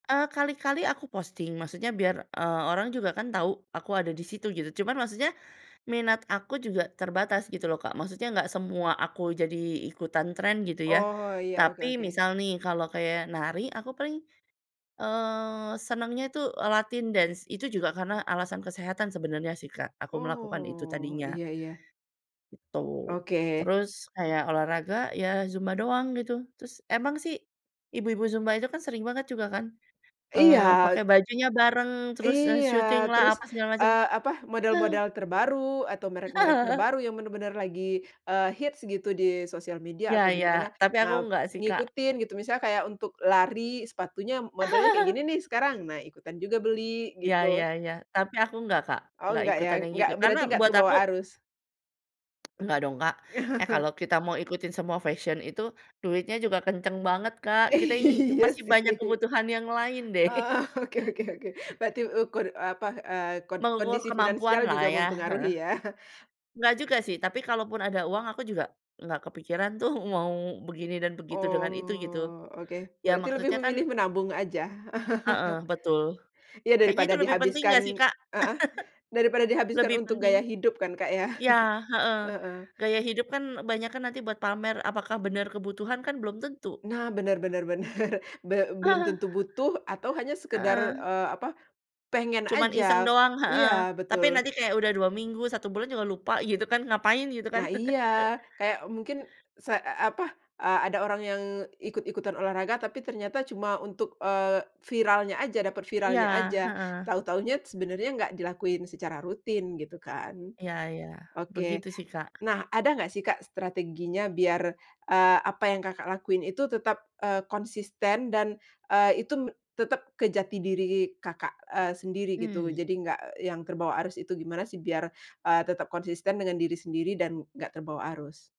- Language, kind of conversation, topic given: Indonesian, podcast, Bagaimana kamu tetap otentik di tengah tren?
- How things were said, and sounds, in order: tapping; in English: "dance"; drawn out: "Oh"; laugh; laugh; other background noise; chuckle; laughing while speaking: "Iya sih"; laughing while speaking: "Eee, oke oke oke"; laughing while speaking: "deh"; chuckle; chuckle; drawn out: "Oh"; chuckle; laugh; chuckle; laughing while speaking: "bener"; chuckle; chuckle